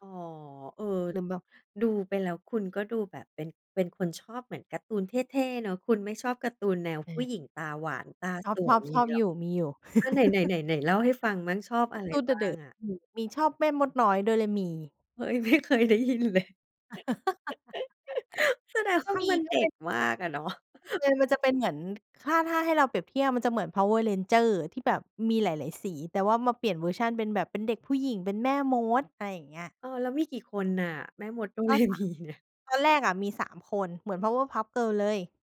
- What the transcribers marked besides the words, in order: chuckle; laughing while speaking: "ไม่เคยได้ยินเลย"; laugh; chuckle; other noise; chuckle; laughing while speaking: "โดเรมีเนี่ย ?"
- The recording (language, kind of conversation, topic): Thai, podcast, คุณยังจำรายการโทรทัศน์สมัยเด็กๆ ที่ประทับใจได้ไหม?